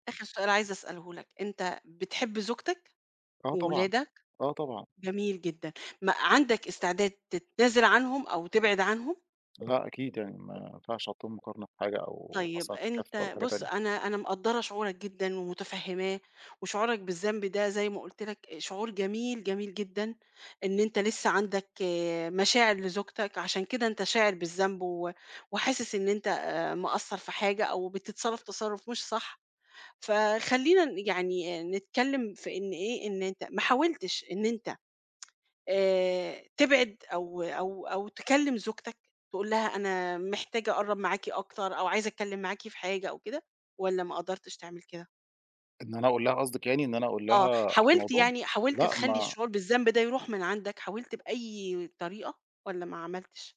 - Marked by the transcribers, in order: tsk
- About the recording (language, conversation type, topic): Arabic, advice, إزاي بتتعامل مع إحساس الذنب بعد ما خنت شريكك أو أذيته؟